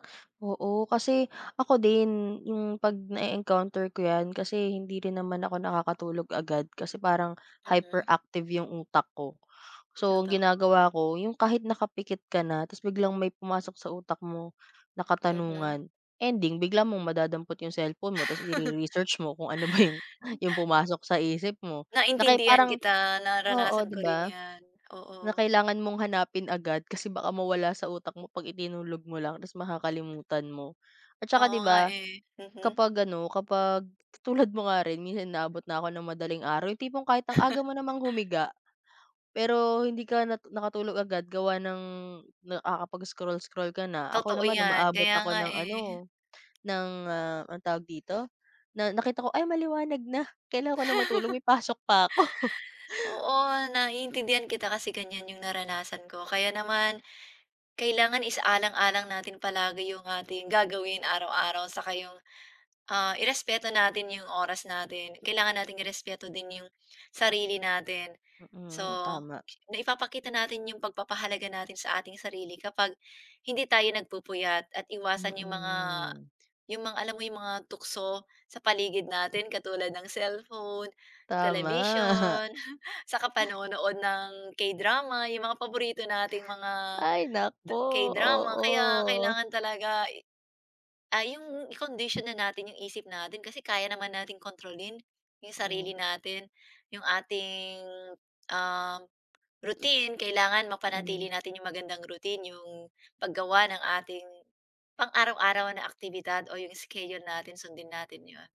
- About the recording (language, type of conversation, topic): Filipino, unstructured, Paano mo ipaliliwanag ang kahalagahan ng pagtulog sa ating kalusugan?
- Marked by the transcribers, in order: in English: "hyperactive"; chuckle; laughing while speaking: "ba yung"; chuckle; chuckle; chuckle; chuckle; tapping